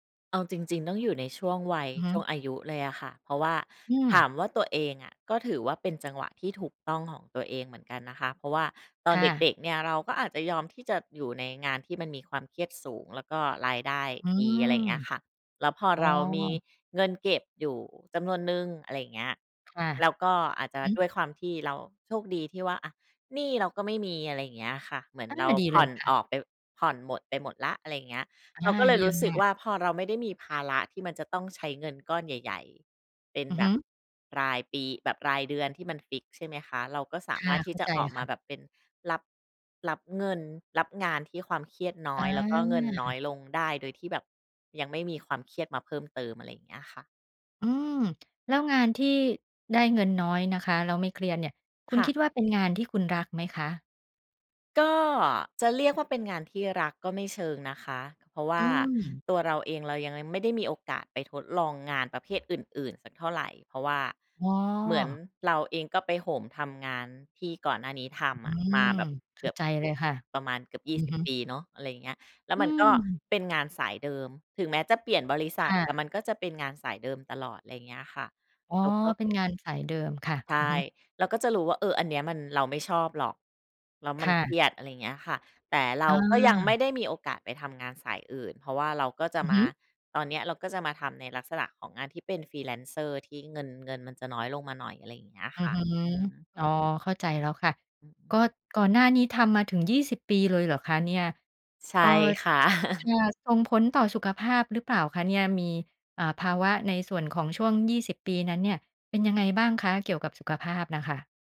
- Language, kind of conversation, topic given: Thai, podcast, งานที่ทำแล้วไม่เครียดแต่ได้เงินน้อยนับเป็นความสำเร็จไหม?
- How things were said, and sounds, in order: tapping; in English: "Freelancer"; laugh